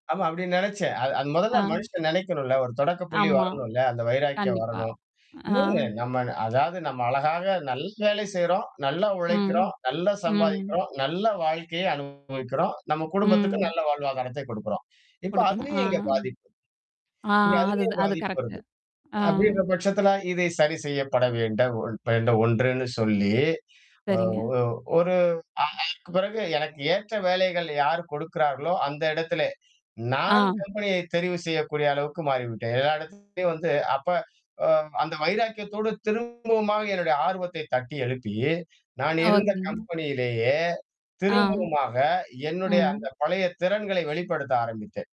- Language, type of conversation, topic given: Tamil, podcast, பழைய ஆர்வத்தை மீண்டும் கண்டுபிடிக்க எளிய வழி என்ன?
- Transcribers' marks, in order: tapping; distorted speech; other background noise